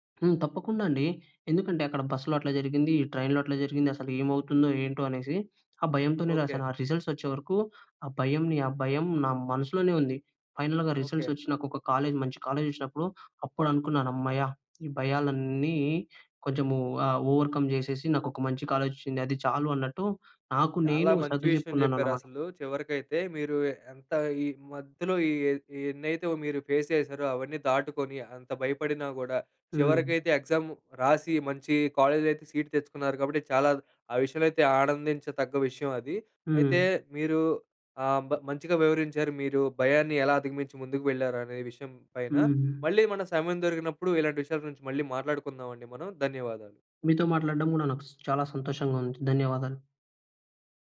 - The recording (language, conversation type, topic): Telugu, podcast, భయాన్ని అధిగమించి ముందుకు ఎలా వెళ్లావు?
- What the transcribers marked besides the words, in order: in English: "ట్రైన్‌లో"; in English: "రిజల్ట్స్"; in English: "ఫైనల్‌గా రిజల్ట్స్"; in English: "కాలేజ్"; in English: "కాలేజ్"; tapping; in English: "ఓవర్కమ్"; in English: "కాలేజ్"; in English: "ఫేస్"; in English: "ఎగ్జామ్"; in English: "సీట్"